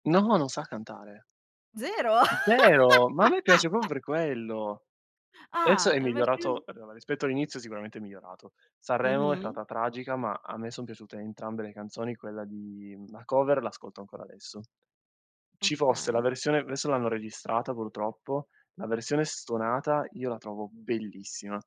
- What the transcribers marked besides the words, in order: "proprio" said as "propo"; laugh; "Adesso" said as "aesso"; tapping
- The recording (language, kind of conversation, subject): Italian, podcast, Qual è stato il primo concerto a cui sei andato?